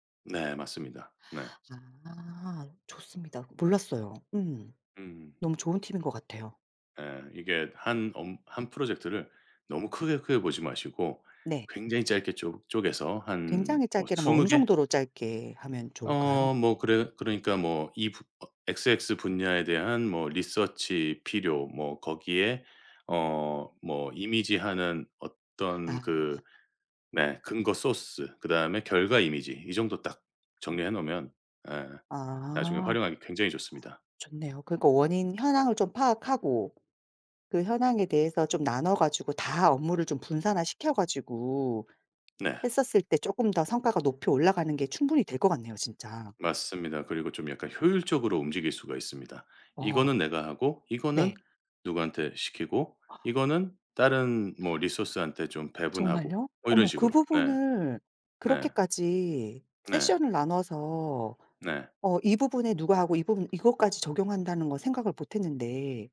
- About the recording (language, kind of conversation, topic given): Korean, advice, 여러 일을 동시에 진행하느라 성과가 낮다고 느끼시는 이유는 무엇인가요?
- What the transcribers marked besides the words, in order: tapping; other background noise; in English: "소스"; gasp; in English: "리소스한테"; in English: "세션을"